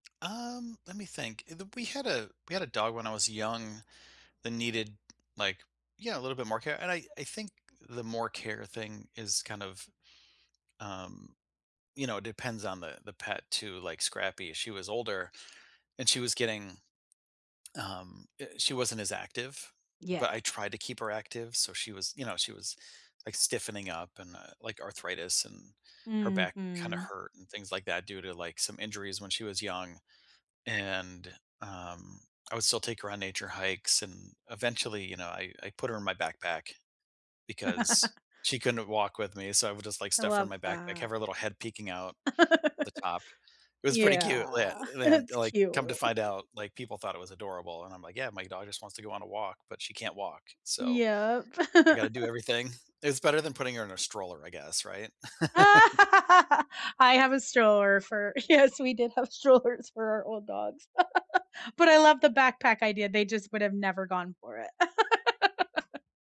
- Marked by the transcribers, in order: tapping; other background noise; drawn out: "Mhm"; laugh; laugh; drawn out: "Yeah"; chuckle; chuckle; laugh; laugh; laughing while speaking: "Yes"; laughing while speaking: "strollers"; laugh; laugh
- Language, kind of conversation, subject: English, unstructured, What do you think about abandoning pets when they get old?
- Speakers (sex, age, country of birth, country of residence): female, 45-49, United States, United States; male, 50-54, United States, United States